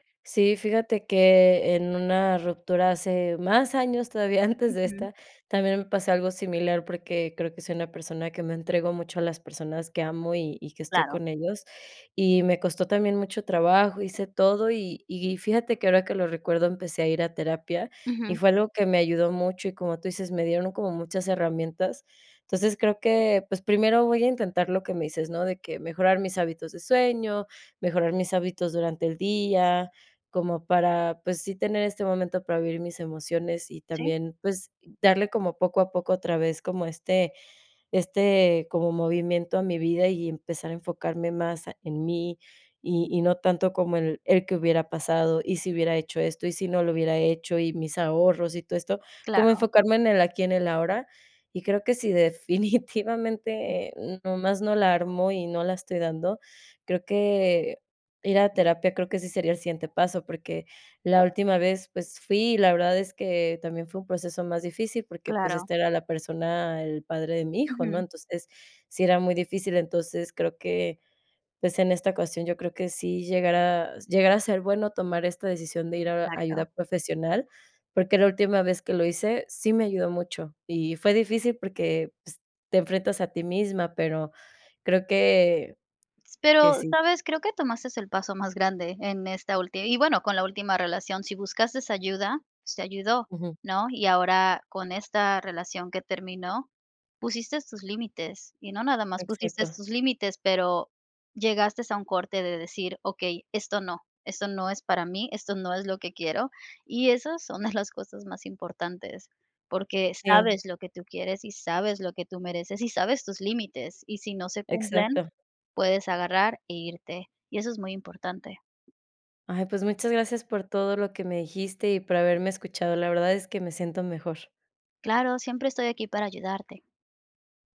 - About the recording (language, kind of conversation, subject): Spanish, advice, ¿Cómo puedo afrontar el fin de una relación larga y reconstruir mi rutina diaria?
- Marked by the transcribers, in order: laughing while speaking: "antes"; laughing while speaking: "definitivamente"; tapping